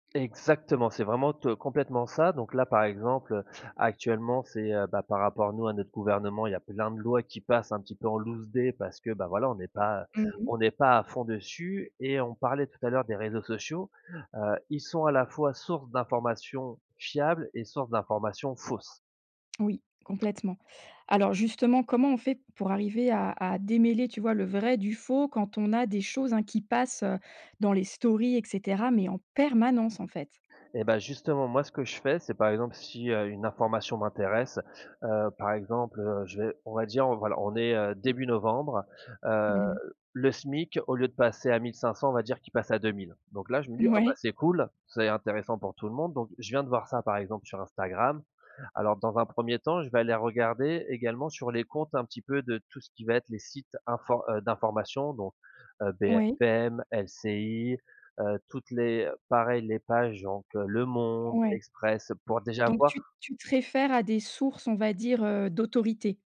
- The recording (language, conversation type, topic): French, podcast, Comment repères-tu si une source d’information est fiable ?
- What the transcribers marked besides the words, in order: stressed: "permanence"; laughing while speaking: "Ouais"; tapping